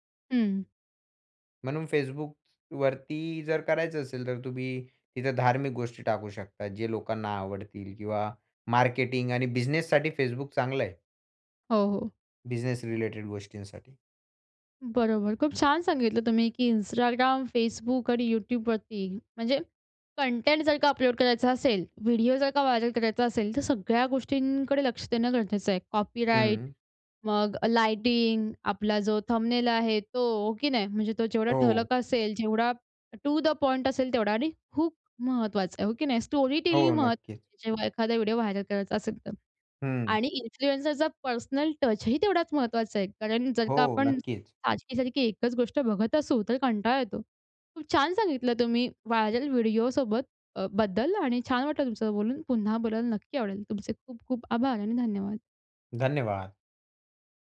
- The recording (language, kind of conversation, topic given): Marathi, podcast, लोकप्रिय होण्यासाठी एखाद्या लघुचित्रफितीत कोणत्या गोष्टी आवश्यक असतात?
- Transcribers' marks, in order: in English: "मार्केटिंग"; in English: "बिझनेस रिलेटेड"; in English: "व्हायरल"; in English: "कॉपीराईट"; in English: "टु द पॉइंट"; in English: "स्टोरी टेलिंग"; in English: "व्हायरल"; in English: "इन्फ्लुएन्सरचा पर्सनल टचही"; in English: "व्हायरल"